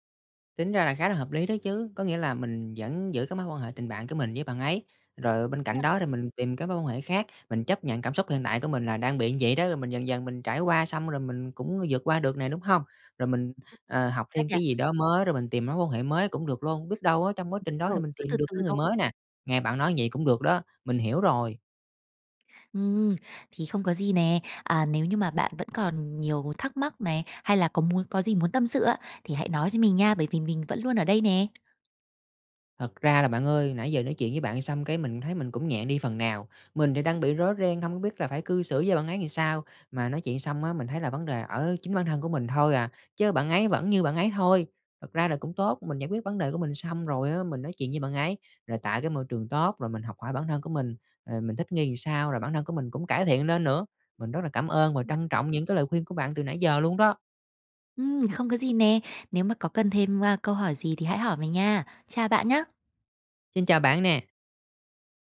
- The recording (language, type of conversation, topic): Vietnamese, advice, Bạn làm sao để lấy lại sự tự tin sau khi bị từ chối trong tình cảm hoặc công việc?
- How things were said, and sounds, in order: unintelligible speech; other background noise; tapping; "làm" said as "ừn"